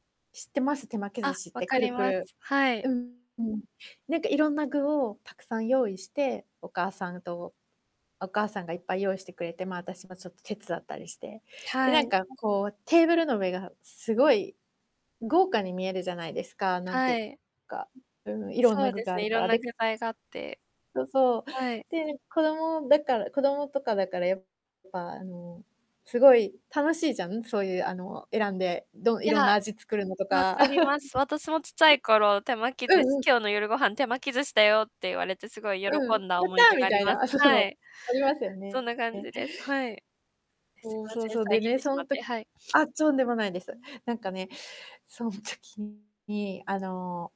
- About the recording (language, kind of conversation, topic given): Japanese, unstructured, 食べ物にまつわる子どもの頃の思い出を教えてください。?
- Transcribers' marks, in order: static; distorted speech; laugh